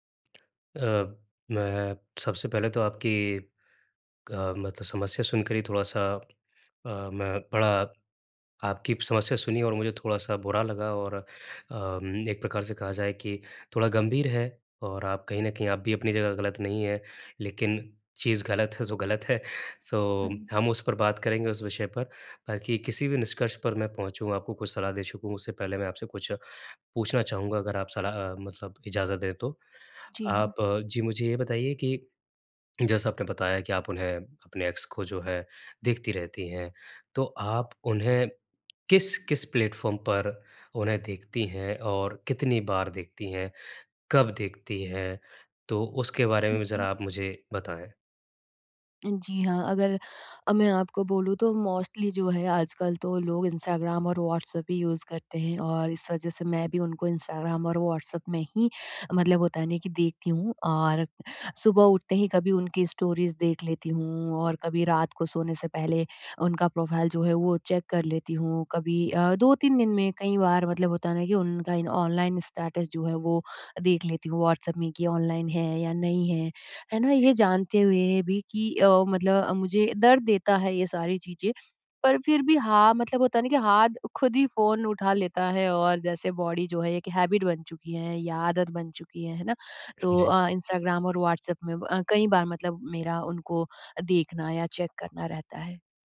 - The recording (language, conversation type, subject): Hindi, advice, सोशल मीडिया पर अपने पूर्व साथी को देखकर बार-बार मन को चोट क्यों लगती है?
- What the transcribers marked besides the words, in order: lip smack; in English: "सो"; in English: "एक्स"; in English: "प्लेटफ़ॉर्म"; in English: "मोस्टली"; in English: "यूज़"; in English: "स्टोरीज़"; in English: "प्रोफ़ाइल"; in English: "चेक"; in English: "बॉडी"; in English: "हैबिट"; in English: "चेक"